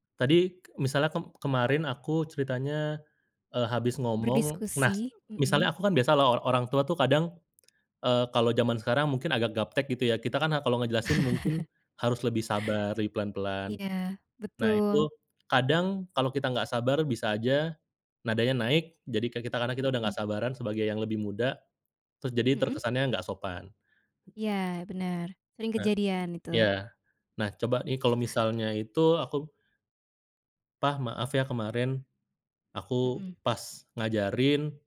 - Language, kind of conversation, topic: Indonesian, podcast, Bagaimana cara Anda meminta maaf dengan tulus?
- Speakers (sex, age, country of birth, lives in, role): female, 25-29, Indonesia, Indonesia, host; male, 30-34, Indonesia, Indonesia, guest
- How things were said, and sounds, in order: other background noise; chuckle